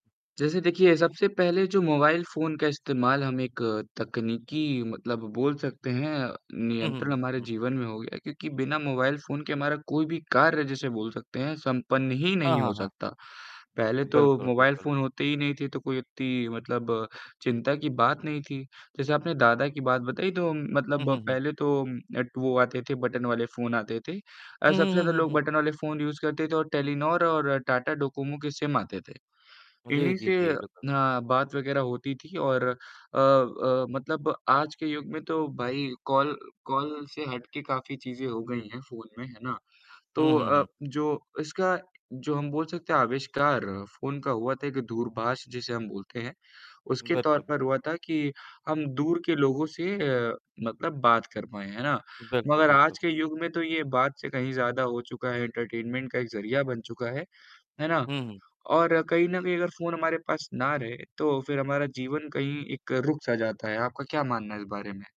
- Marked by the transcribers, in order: in English: "यूज़"; static; distorted speech; in English: "एंटरटेनमेंट"
- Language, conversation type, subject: Hindi, unstructured, क्या आपको लगता है कि तकनीक हमारे जीवन को नियंत्रित कर रही है?